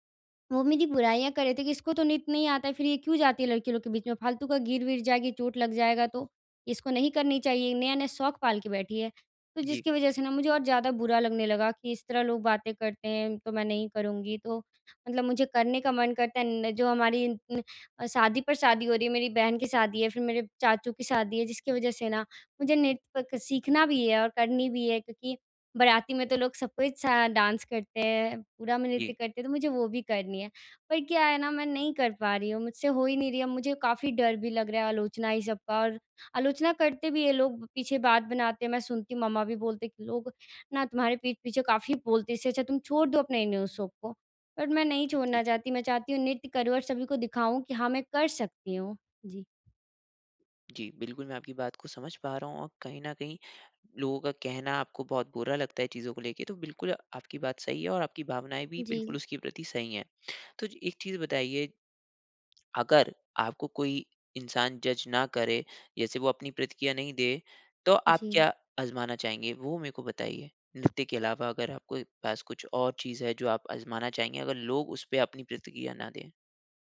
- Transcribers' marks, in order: in English: "डांस"; in English: "न्यू"; in English: "बट"; in English: "जज़"
- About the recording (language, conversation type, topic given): Hindi, advice, मुझे नया शौक शुरू करने में शर्म क्यों आती है?